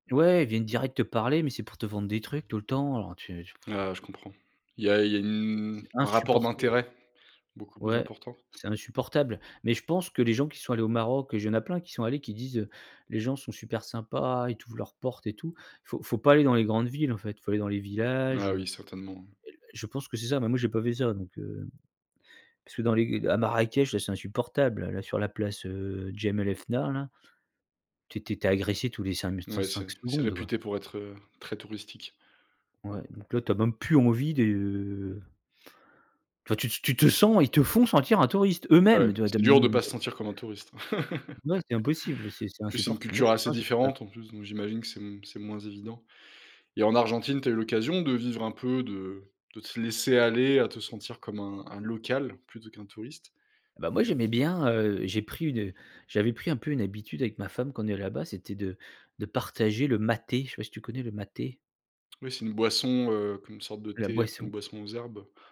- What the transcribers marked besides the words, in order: sigh; stressed: "plus"; drawn out: "de"; unintelligible speech; laugh; other background noise; stressed: "partager"; stressed: "maté"
- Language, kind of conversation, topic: French, podcast, Comment profiter d’un lieu comme un habitant plutôt que comme un touriste ?